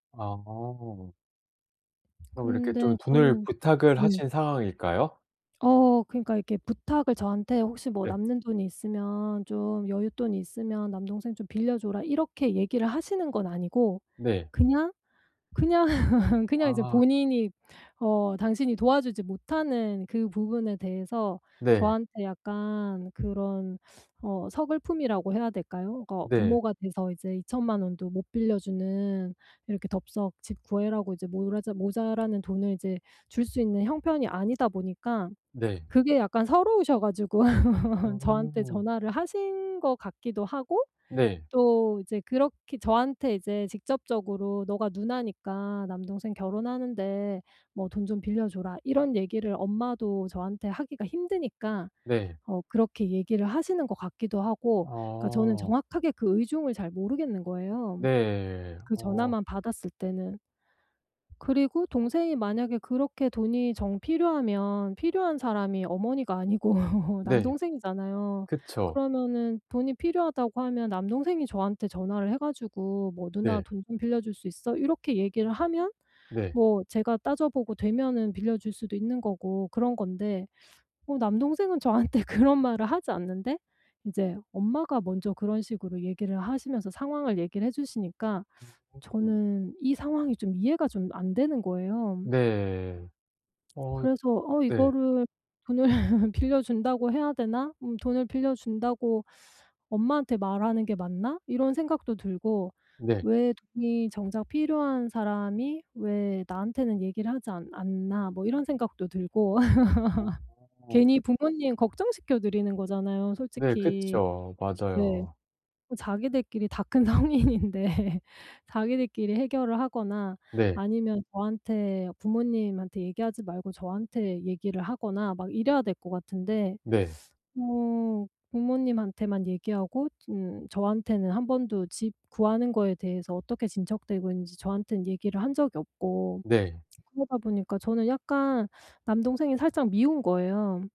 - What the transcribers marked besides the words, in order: other background noise; laugh; laugh; laughing while speaking: "아니고"; laughing while speaking: "저한테"; unintelligible speech; laughing while speaking: "돈을"; laugh; laughing while speaking: "다 큰 성인인데"
- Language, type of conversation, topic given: Korean, advice, 친구나 가족이 갑자기 돈을 빌려달라고 할 때 어떻게 정중하면서도 단호하게 거절할 수 있나요?